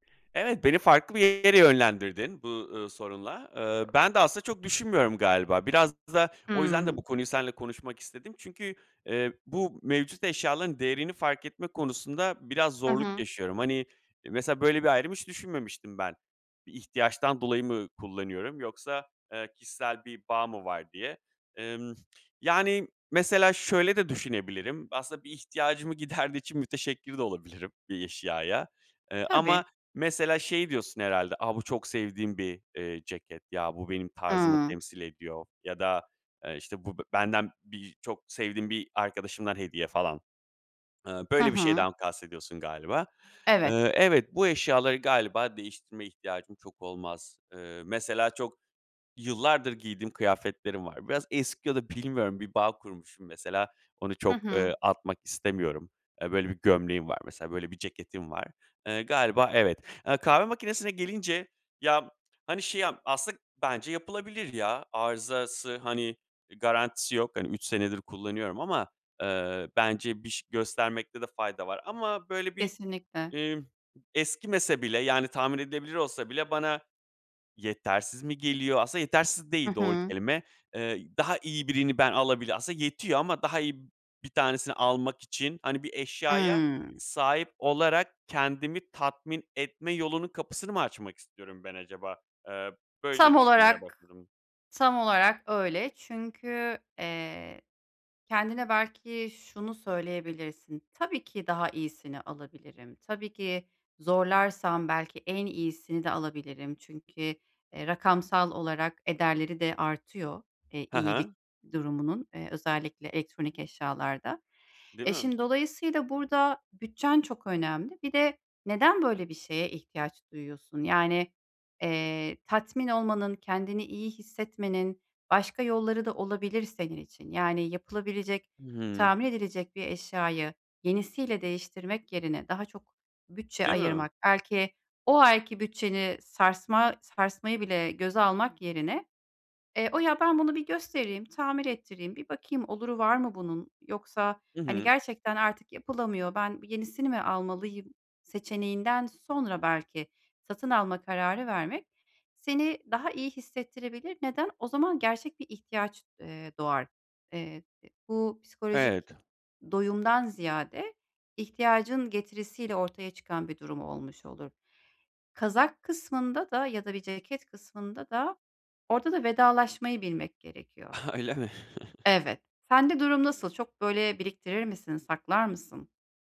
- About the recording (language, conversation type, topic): Turkish, advice, Elimdeki eşyaların değerini nasıl daha çok fark edip israfı azaltabilirim?
- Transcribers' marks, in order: tapping; other background noise; chuckle; laughing while speaking: "Öyle mi?"; chuckle